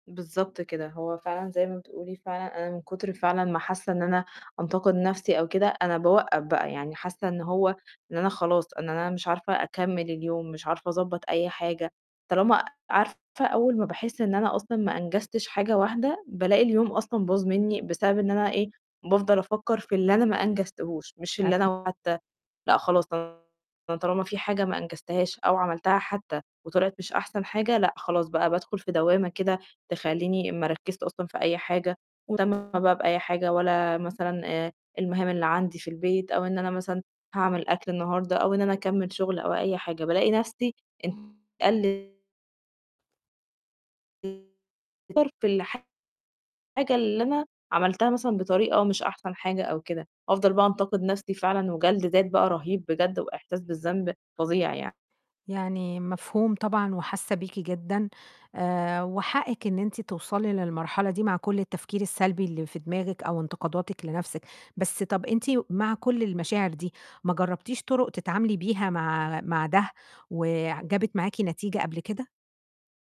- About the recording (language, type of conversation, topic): Arabic, advice, إزاي أقدر أتعامل مع التفكير السلبي المستمر وانتقاد الذات اللي بيقلّلوا تحفيزي؟
- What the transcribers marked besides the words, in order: other background noise; distorted speech; unintelligible speech; unintelligible speech